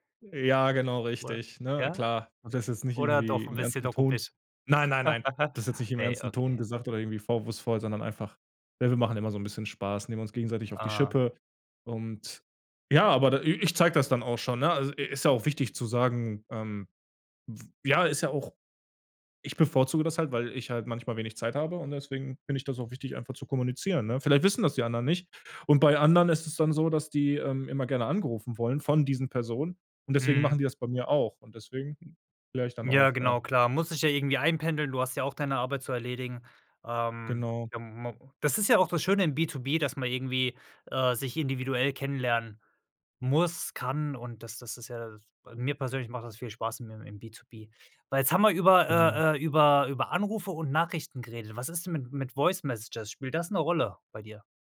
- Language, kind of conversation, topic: German, podcast, Wann ist für dich ein Anruf besser als eine Nachricht?
- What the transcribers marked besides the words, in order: giggle; other background noise; stressed: "muss"; in English: "voice messages?"